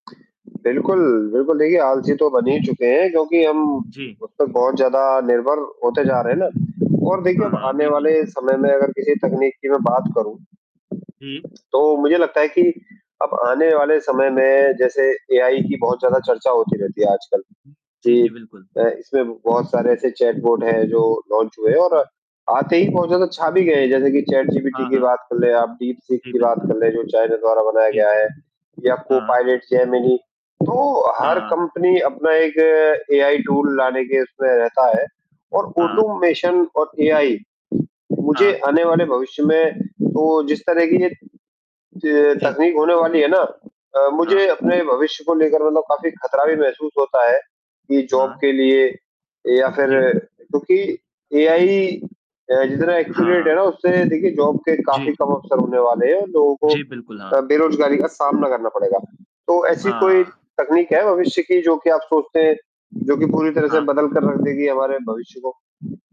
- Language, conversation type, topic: Hindi, unstructured, वैज्ञानिक खोजों ने हमारे जीवन को किस तरह बदल दिया है?
- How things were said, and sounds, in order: static; tapping; distorted speech; in English: "लॉन्च"; in English: "जॉब"; in English: "एक्यूरेट"; in English: "जॉब"